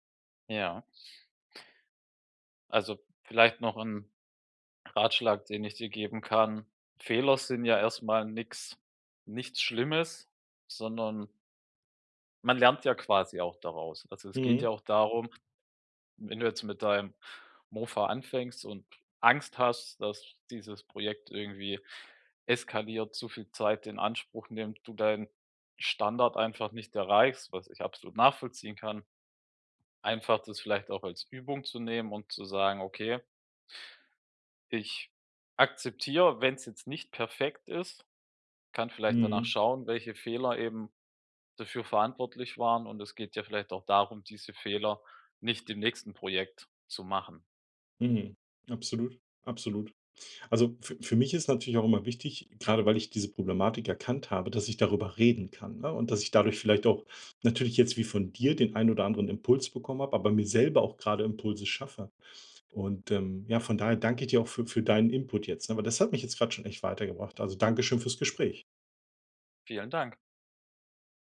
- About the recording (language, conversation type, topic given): German, advice, Wie hindert mich mein Perfektionismus daran, mit meinem Projekt zu starten?
- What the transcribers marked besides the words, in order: none